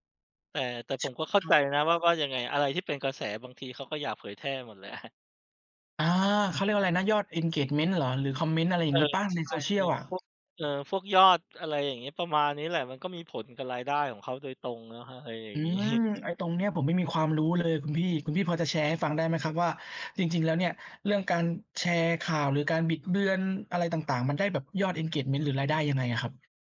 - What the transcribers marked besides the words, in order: laughing while speaking: "แหละ"; in English: "Engagement"; laughing while speaking: "งี้"; in English: "Engagement"
- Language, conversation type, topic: Thai, unstructured, คุณคิดว่าเราควรมีข้อจำกัดในการเผยแพร่ข่าวหรือไม่?